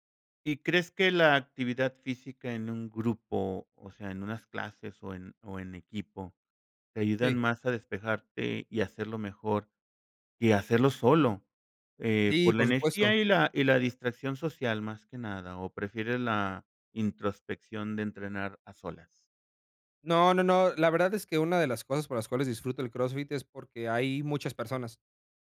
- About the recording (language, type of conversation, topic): Spanish, podcast, ¿Qué actividad física te hace sentir mejor mentalmente?
- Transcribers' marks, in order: none